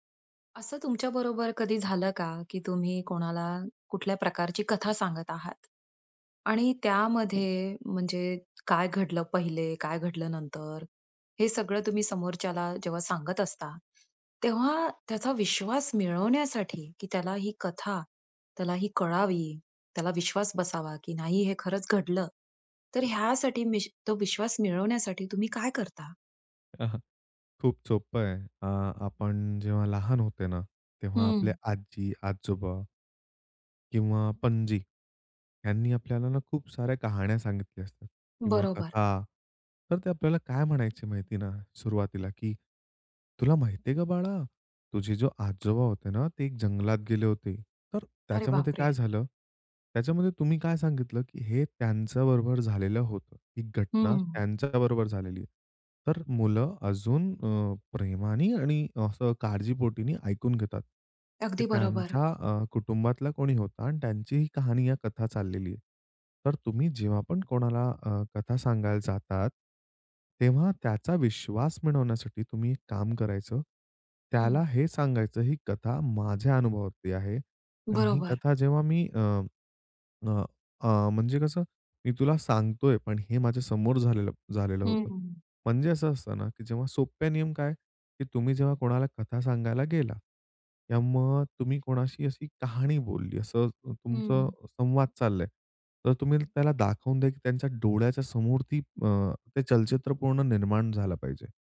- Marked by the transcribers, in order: tapping; other background noise
- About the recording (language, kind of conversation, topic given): Marathi, podcast, कथा सांगताना समोरच्या व्यक्तीचा विश्वास कसा जिंकतोस?